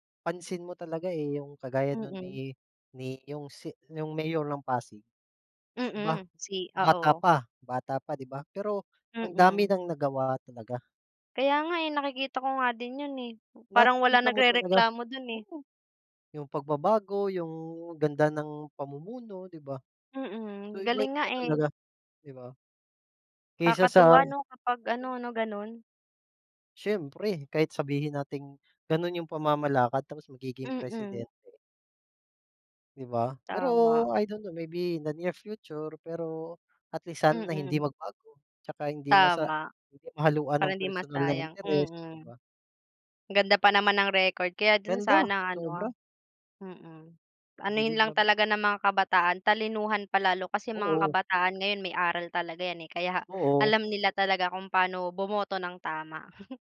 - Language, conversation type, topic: Filipino, unstructured, Paano makakatulong ang mga kabataan sa pagbabago ng pamahalaan?
- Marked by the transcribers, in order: tapping; other background noise; in English: "I don't know maybe in the near future"; chuckle